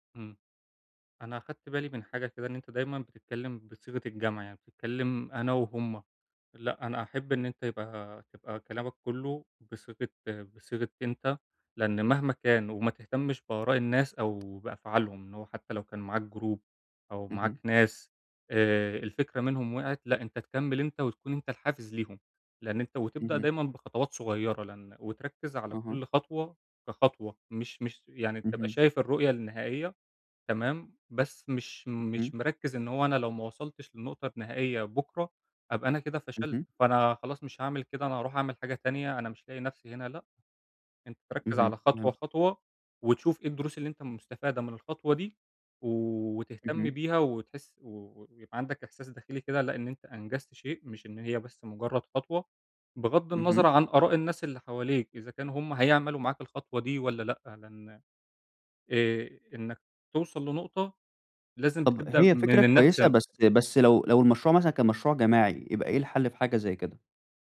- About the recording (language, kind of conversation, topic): Arabic, advice, إزاي أبطل تسويف وأكمّل مشاريعي بدل ما أبدأ حاجات جديدة؟
- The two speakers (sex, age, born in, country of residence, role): male, 20-24, Egypt, Egypt, user; male, 20-24, Egypt, Germany, advisor
- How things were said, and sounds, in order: tapping; in English: "Group"